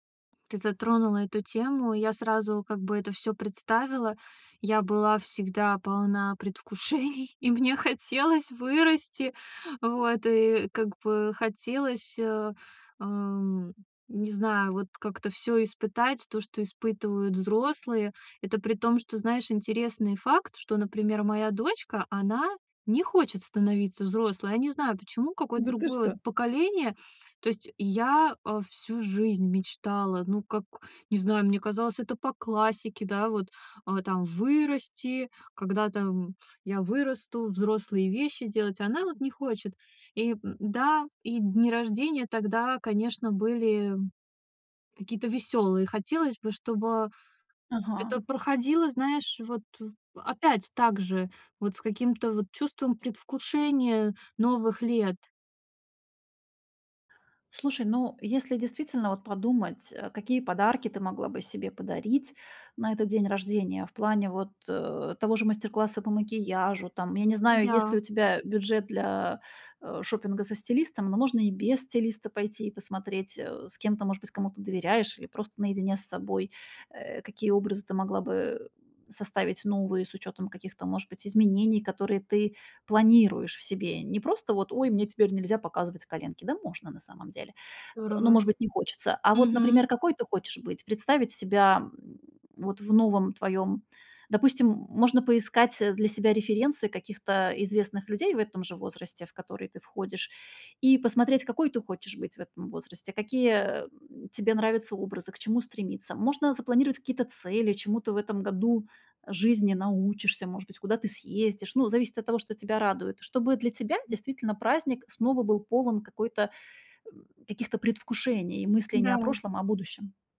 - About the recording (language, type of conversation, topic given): Russian, advice, Как справиться с навязчивыми негативными мыслями, которые подрывают мою уверенность в себе?
- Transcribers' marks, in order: laughing while speaking: "предвкушений, и мне хотелось"